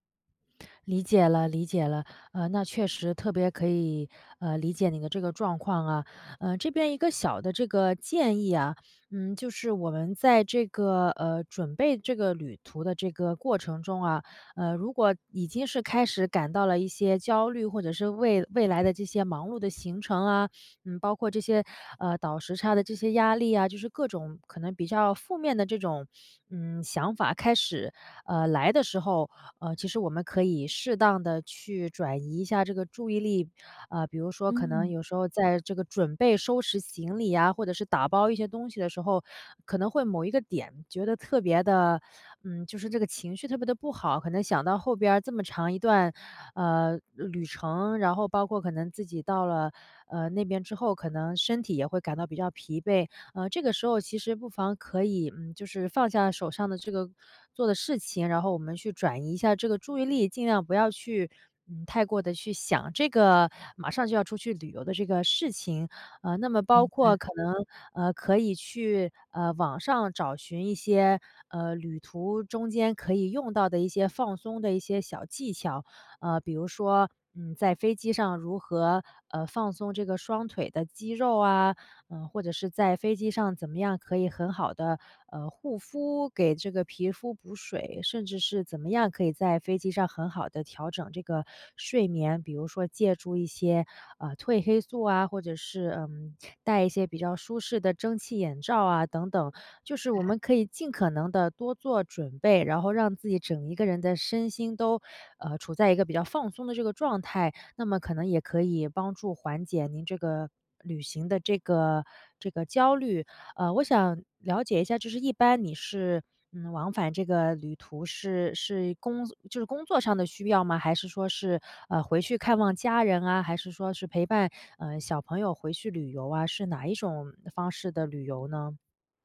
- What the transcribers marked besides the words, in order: none
- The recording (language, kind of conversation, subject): Chinese, advice, 旅行时我常感到压力和焦虑，怎么放松？